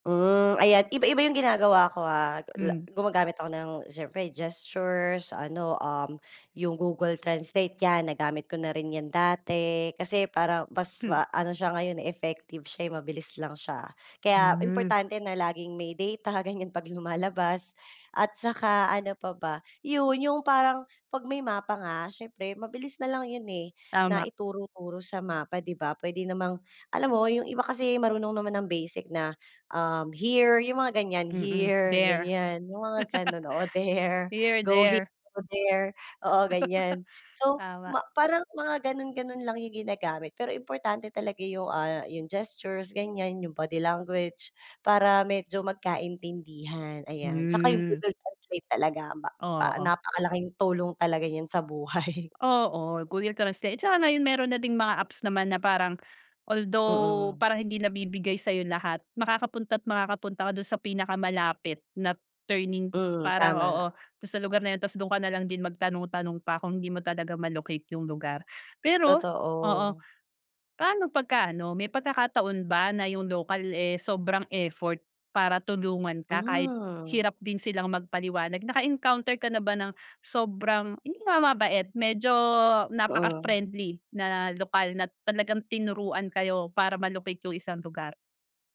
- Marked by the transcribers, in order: tapping; laughing while speaking: "ganiyan"; laugh; laughing while speaking: "there"; laugh; laughing while speaking: "buhay"
- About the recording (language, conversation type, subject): Filipino, podcast, Paano nakaaapekto ang hadlang sa wika kapag humihingi ka ng direksiyon?